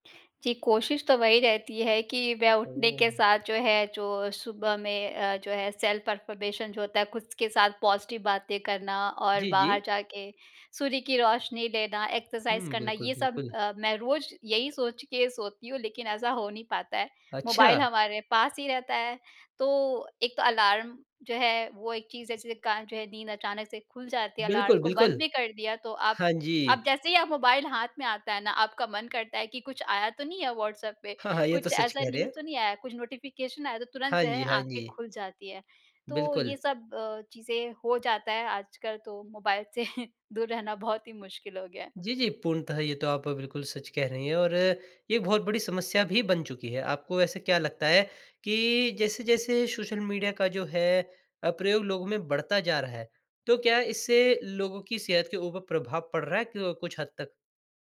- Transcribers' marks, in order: in English: "सेल्फ़-अफ़र्मेशन"; in English: "पॉज़िटिव"; in English: "एक्सरसाइज़"; in English: "न्यूज़"; in English: "नोटिफ़िकेशन"; laughing while speaking: "से"
- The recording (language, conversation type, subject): Hindi, podcast, सोशल मीडिया का आपके रोज़मर्रा के जीवन पर क्या असर पड़ता है?